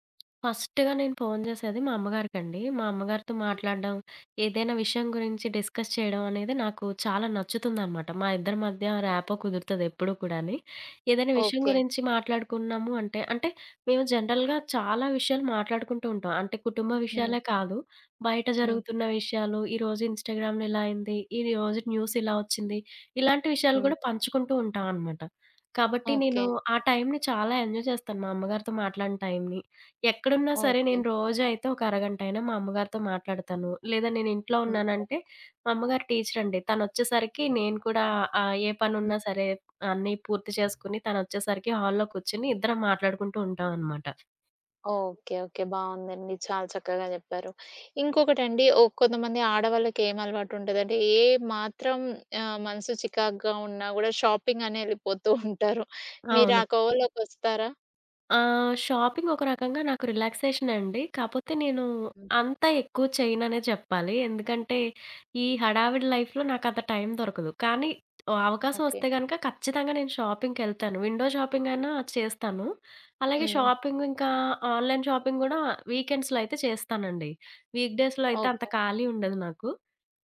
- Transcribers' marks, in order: tapping; in English: "డిస్కస్"; in English: "ర్యాపో"; in English: "జనరల్‌గా"; in English: "ఇన్స్‌టాగ్రామ్‌లో"; other background noise; in English: "ఎంజాయ్"; in English: "హాల్‌లో"; in English: "షాపింగ్"; in English: "లైఫ్‌లో"; in English: "షాపింగ్‌కెళ్తాను. విండో"; in English: "ఆన్‌లైన్ షాపింగ్"; in English: "వీకెండ్స్‌లో"; in English: "వీక్‌డేస్‌లో"
- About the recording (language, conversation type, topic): Telugu, podcast, పని తర్వాత మానసికంగా రిలాక్స్ కావడానికి మీరు ఏ పనులు చేస్తారు?